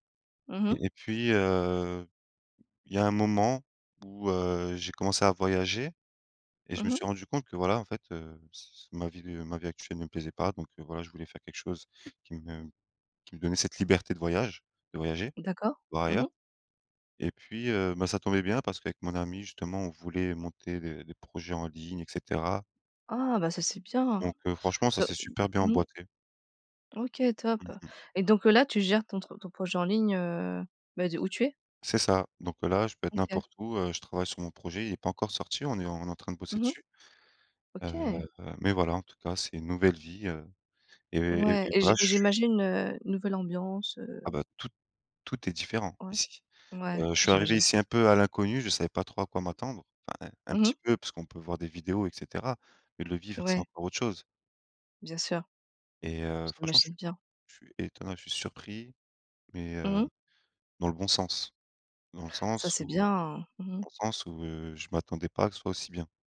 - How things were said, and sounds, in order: tapping
- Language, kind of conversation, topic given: French, unstructured, Quelle est la plus grande surprise que tu as eue récemment ?